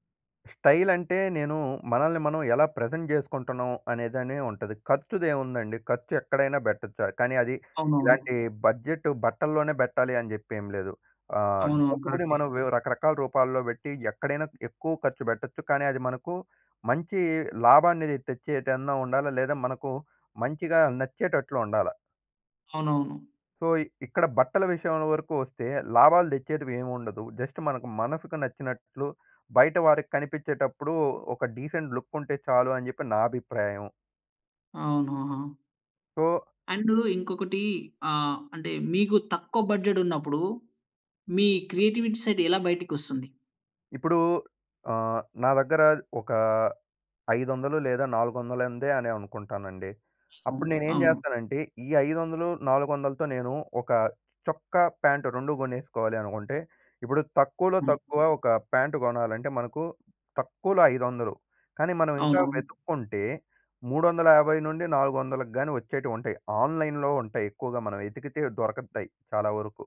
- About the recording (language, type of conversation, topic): Telugu, podcast, తక్కువ బడ్జెట్‌లో కూడా స్టైలుగా ఎలా కనిపించాలి?
- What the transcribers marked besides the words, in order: in English: "స్టైల్"; in English: "ప్రెజెంట్"; in English: "బడ్జెట్"; in English: "సో"; in English: "జస్ట్"; in English: "డీసెంట్ లుక్"; in English: "సో"; in English: "బడ్జెట్"; in English: "క్రియేటివిటీ సెట్"; other noise; in English: "ఆన్‌లైన్‌లో"